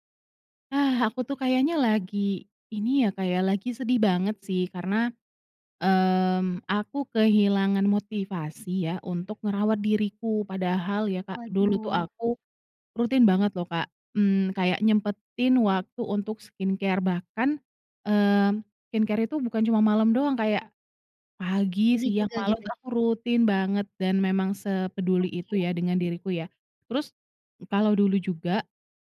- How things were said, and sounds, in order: in English: "skincare"; in English: "skincare"; stressed: "rutin"
- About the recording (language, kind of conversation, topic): Indonesian, advice, Bagaimana cara mengatasi rasa lelah dan hilang motivasi untuk merawat diri?